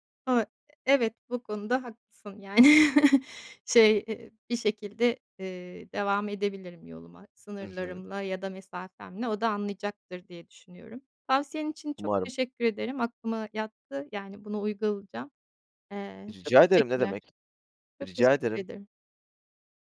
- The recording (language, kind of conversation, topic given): Turkish, advice, Aile ve arkadaş beklentileri yüzünden hayır diyememek
- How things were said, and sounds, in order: chuckle